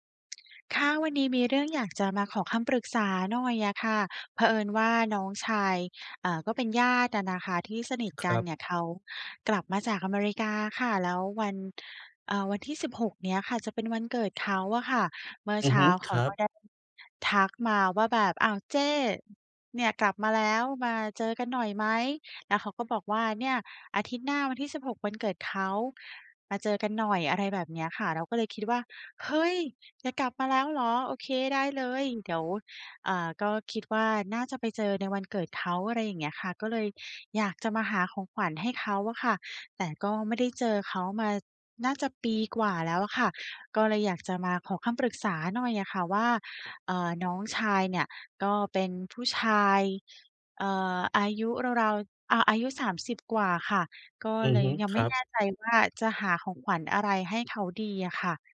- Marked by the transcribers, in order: other background noise
- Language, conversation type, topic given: Thai, advice, จะเลือกของขวัญให้ถูกใจคนที่ไม่แน่ใจว่าเขาชอบอะไรได้อย่างไร?